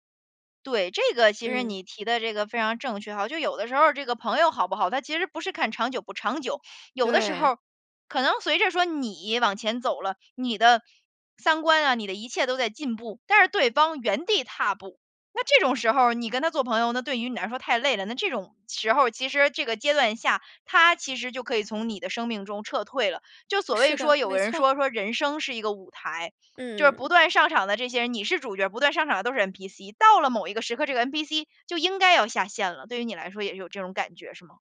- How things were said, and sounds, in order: none
- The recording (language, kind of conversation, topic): Chinese, podcast, 你觉得什么样的人才算是真正的朋友？